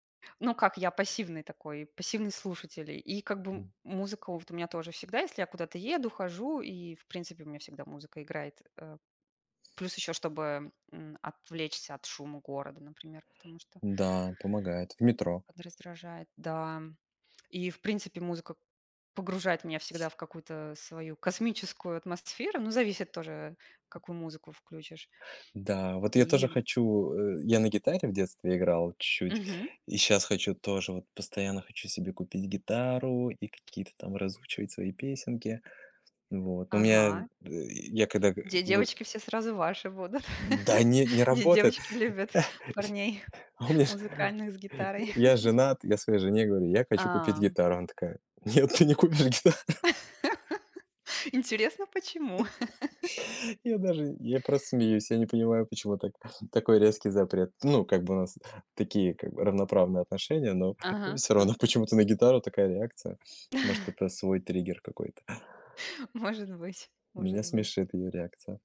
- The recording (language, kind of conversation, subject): Russian, unstructured, Как твоё хобби помогает тебе расслабиться или отвлечься?
- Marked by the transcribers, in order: other background noise; tapping; laugh; chuckle; laughing while speaking: "А у меня ж"; chuckle; laughing while speaking: "Нет, ты не купишь гитару"; laugh; chuckle; chuckle